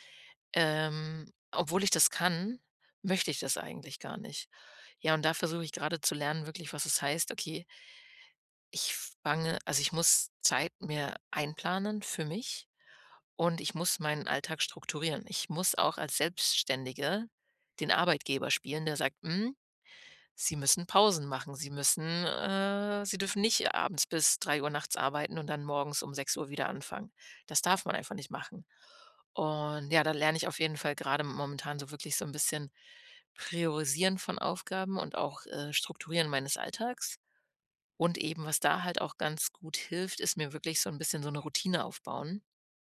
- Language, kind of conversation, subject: German, podcast, Wie planst du Zeit fürs Lernen neben Arbeit und Alltag?
- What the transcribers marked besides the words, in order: none